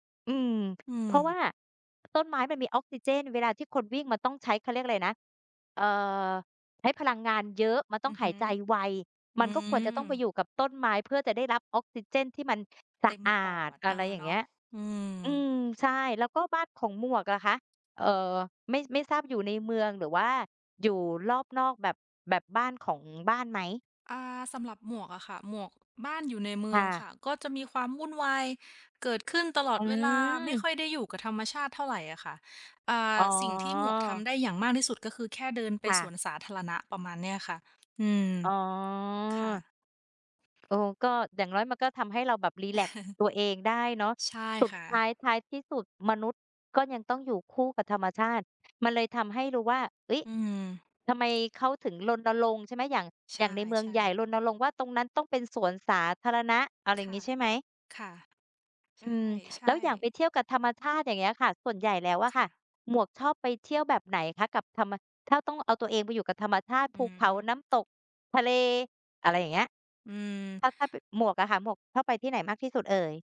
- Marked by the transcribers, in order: tapping; other background noise; chuckle
- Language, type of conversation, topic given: Thai, unstructured, ธรรมชาติส่งผลต่อชีวิตของมนุษย์อย่างไรบ้าง?